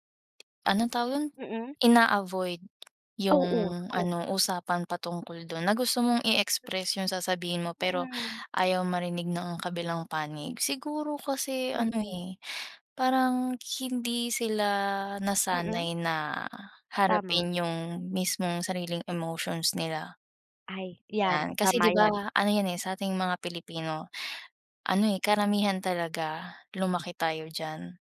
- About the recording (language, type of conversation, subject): Filipino, unstructured, Ano ang sinasabi mo sa mga taong nagsasabing “pinapalala mo lang iyan”?
- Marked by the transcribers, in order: other background noise